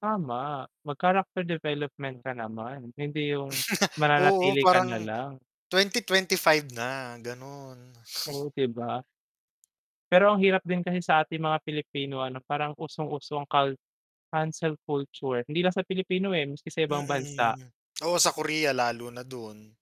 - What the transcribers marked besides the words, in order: laugh; chuckle
- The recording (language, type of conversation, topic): Filipino, unstructured, Paano mo ipinaliliwanag sa iba na mali ang kanilang ginagawa?